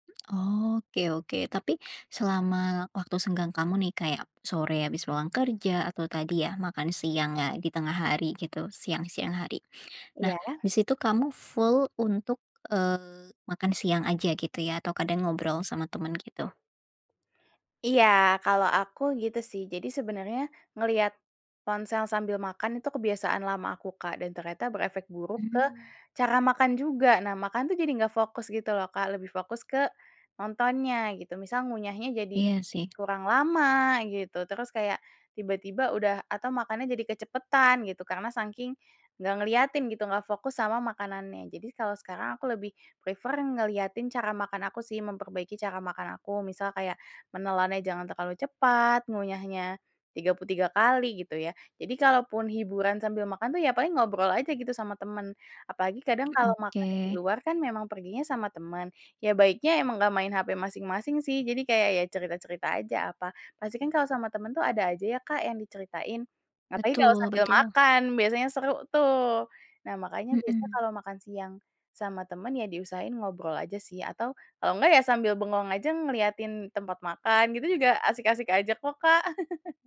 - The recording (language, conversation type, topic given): Indonesian, podcast, Apa trik sederhana yang kamu pakai agar tetap fokus bekerja tanpa terganggu oleh ponsel?
- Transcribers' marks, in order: other background noise; in English: "full"; tapping; in English: "prefer"; chuckle